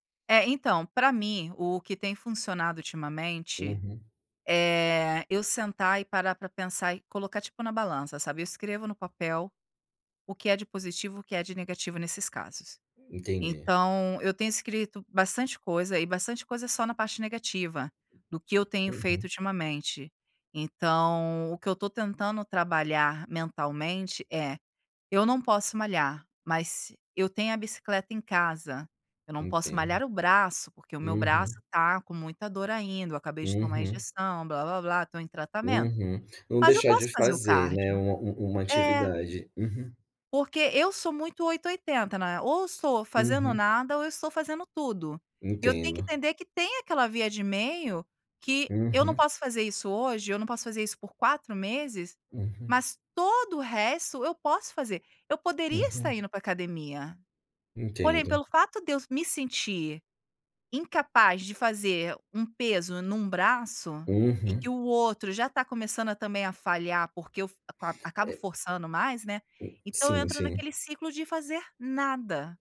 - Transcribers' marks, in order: other noise
- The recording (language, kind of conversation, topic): Portuguese, podcast, Como você recupera a motivação depois de uma grande falha?